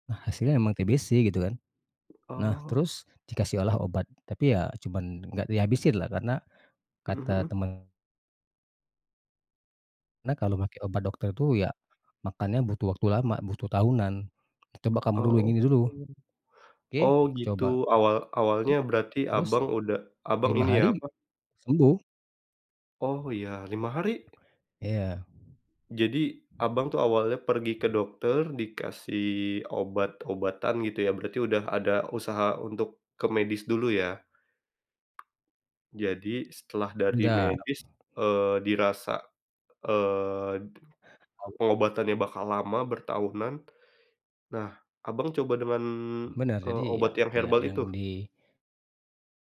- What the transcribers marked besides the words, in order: other background noise; tapping; unintelligible speech
- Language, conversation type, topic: Indonesian, podcast, Apa momen paling berkesan saat kamu menjalani hobi?
- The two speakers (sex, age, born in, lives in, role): male, 30-34, Indonesia, Indonesia, host; male, 40-44, Indonesia, Indonesia, guest